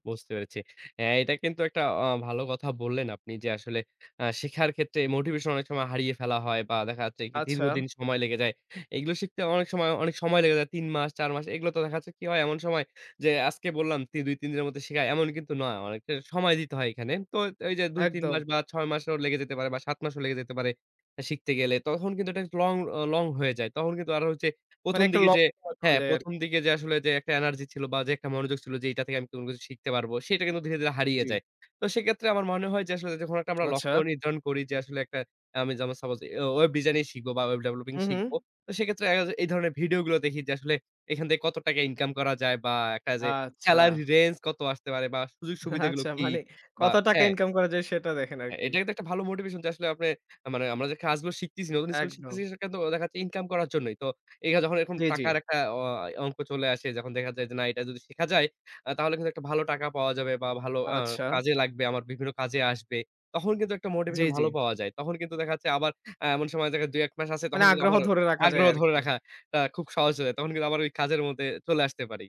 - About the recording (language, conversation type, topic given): Bengali, podcast, নতুন স্কিল শেখার সবচেয়ে সহজ উপায় কী মনে হয়?
- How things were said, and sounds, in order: unintelligible speech; "সেক্ষেত্রে" said as "সেকেত্রে"; other background noise; in English: "salary range"; laughing while speaking: "আচ্ছা, মানে কত টাকা ইনকাম করা যায় সেটা দেখেন আরকি"; "রাখা" said as "রাকা"